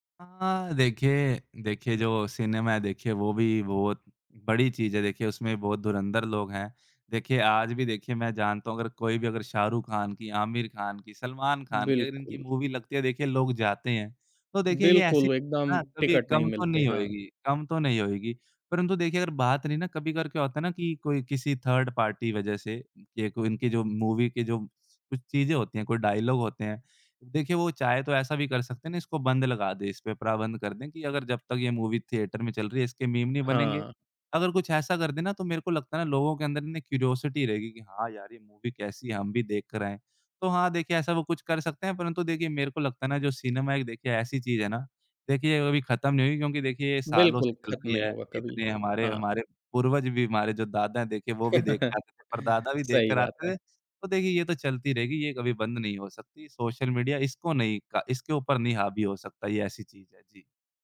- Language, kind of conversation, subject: Hindi, podcast, सोशल मीडिया के रुझान मनोरंजन को कैसे बदल रहे हैं, इस बारे में आपका क्या विचार है?
- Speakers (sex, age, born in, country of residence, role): male, 20-24, India, India, guest; male, 40-44, India, Germany, host
- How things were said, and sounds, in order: in English: "मूवी"; in English: "थर्ड पार्टी"; in English: "मूवी"; in English: "डायलॉग"; in English: "मूवी थिएटर"; in English: "क्यूरियोसिटी"; in English: "मूवी"; chuckle